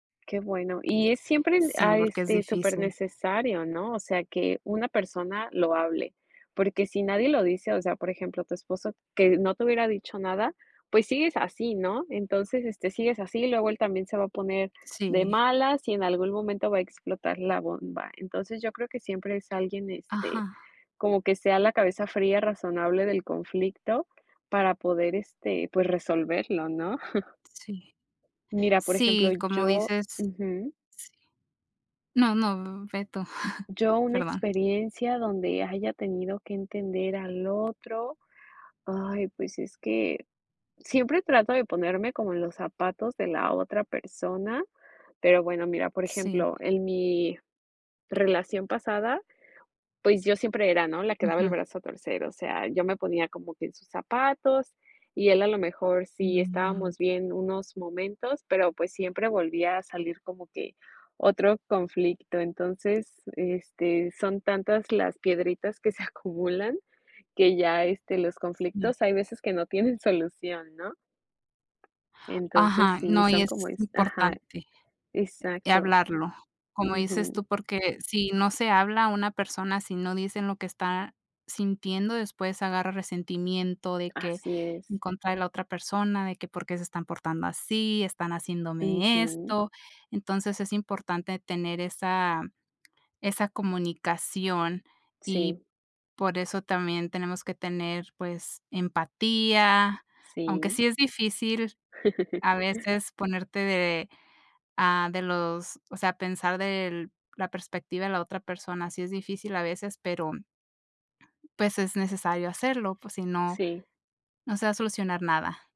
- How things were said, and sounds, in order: tapping; chuckle; chuckle; laughing while speaking: "se acumulan"; other background noise; chuckle
- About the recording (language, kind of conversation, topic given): Spanish, unstructured, ¿Crees que es importante comprender la perspectiva de la otra persona en un conflicto?